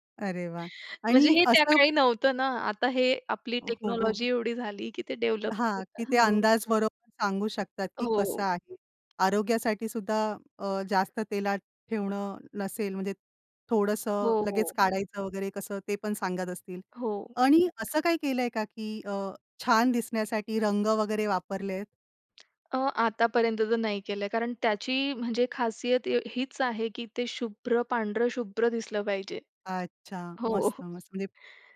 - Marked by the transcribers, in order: in English: "टेक्नॉलॉजी"; in English: "डेव्हलप"; unintelligible speech; tapping; other background noise
- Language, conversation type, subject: Marathi, podcast, तुम्ही वारसा म्हणून पुढच्या पिढीस कोणती पारंपरिक पाककृती देत आहात?